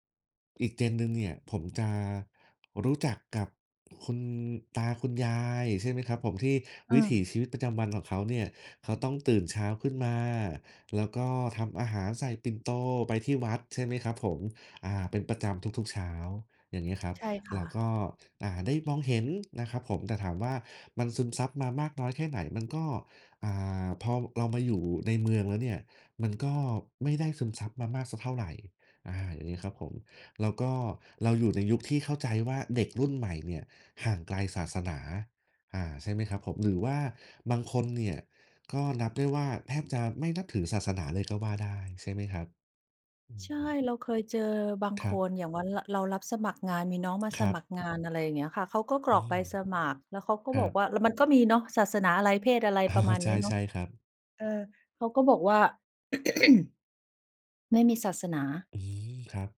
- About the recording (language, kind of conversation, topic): Thai, unstructured, คุณรู้สึกอย่างไรเมื่อมีคนล้อเลียนศาสนาของคุณ?
- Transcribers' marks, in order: other background noise; laughing while speaking: "อ้อ"; throat clearing